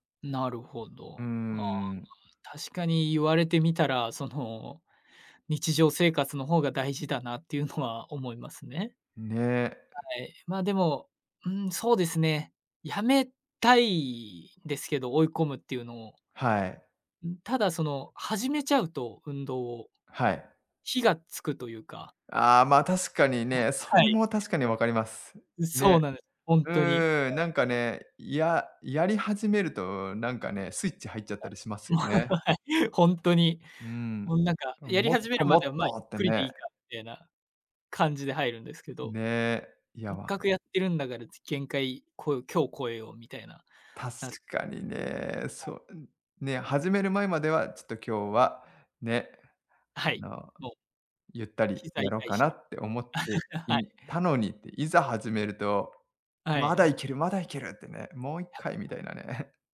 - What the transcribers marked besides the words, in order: other noise; unintelligible speech; chuckle; "せっかく" said as "えっかく"; chuckle
- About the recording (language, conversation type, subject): Japanese, advice, 怪我や痛みがあるため運動を再開するのが怖いのですが、どうすればよいですか？